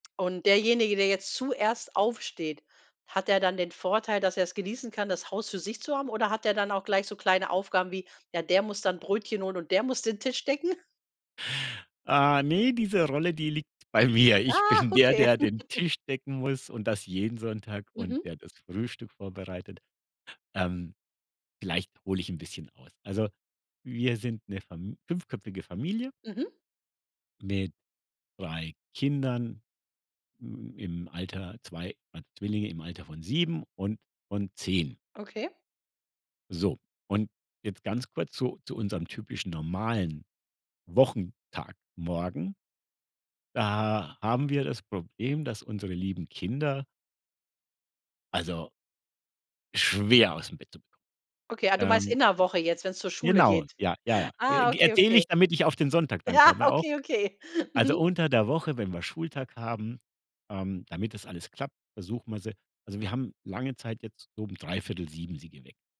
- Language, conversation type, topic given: German, podcast, Wie beginnt bei euch typischerweise ein Sonntagmorgen?
- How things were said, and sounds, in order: laughing while speaking: "Tisch decken?"; laughing while speaking: "mir. Ich bin der"; joyful: "Ah, okay"; chuckle; laughing while speaking: "Ja, okay, okay, mhm"